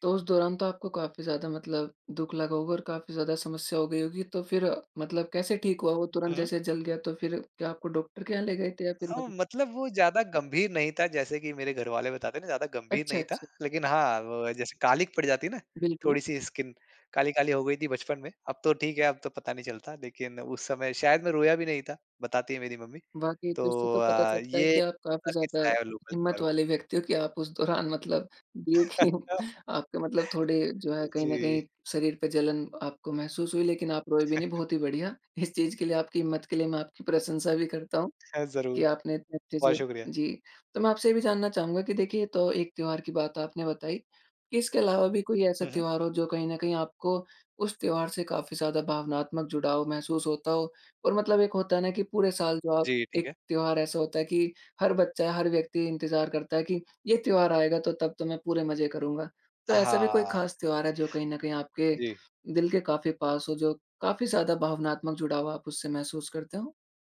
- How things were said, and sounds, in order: in English: "स्किन"; in English: "लोकल"; laughing while speaking: "दौरान मतलब देखिम"; chuckle; chuckle
- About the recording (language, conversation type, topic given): Hindi, podcast, स्थानीय त्योहार में हिस्सा लेने का आपका कोई खास किस्सा क्या है?